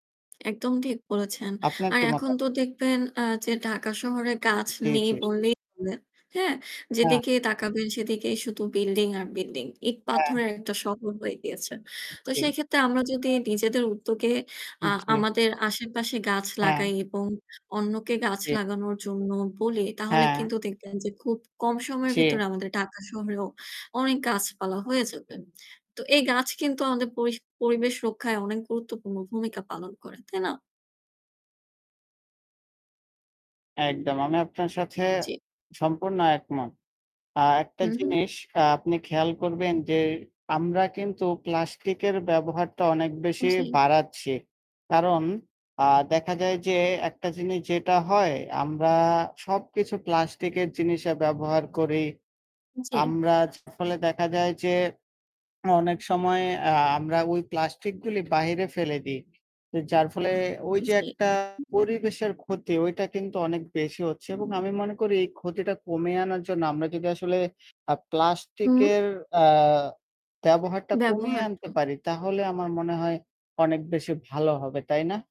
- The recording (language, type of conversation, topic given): Bengali, unstructured, পরিবেশ রক্ষায় আপনি কী কী ছোট ছোট কাজ করতে পারেন?
- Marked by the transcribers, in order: static; horn; distorted speech; other background noise; mechanical hum